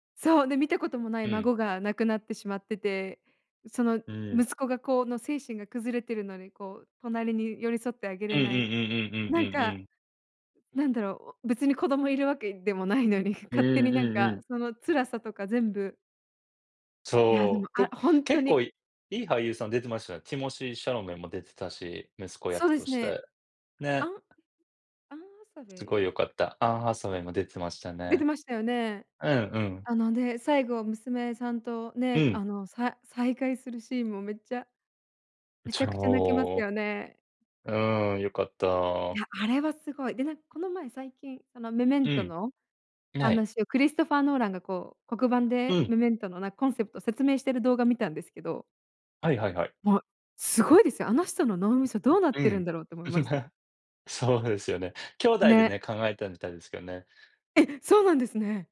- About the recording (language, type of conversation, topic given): Japanese, unstructured, 最近観た映画の中で、特に印象に残っている作品は何ですか？
- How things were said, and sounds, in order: "ティモシー・シャラメ" said as "ティモシー・シャロメン"; other noise; tapping; chuckle; surprised: "え"